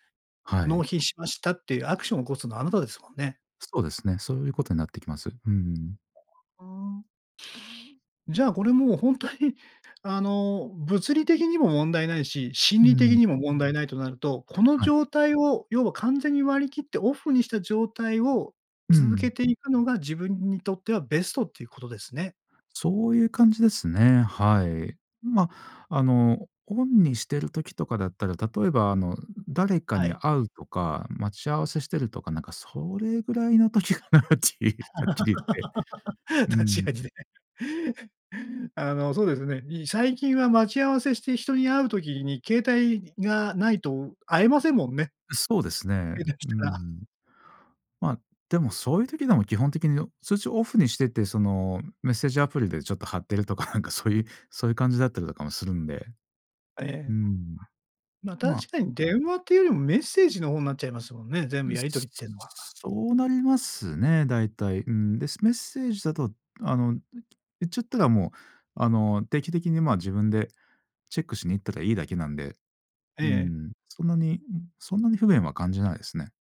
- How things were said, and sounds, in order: other background noise; tapping; laughing while speaking: "時かなっていう"; laugh; laughing while speaking: "確かにね"; other noise
- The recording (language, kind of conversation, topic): Japanese, podcast, 通知はすべてオンにしますか、それともオフにしますか？通知設定の基準はどう決めていますか？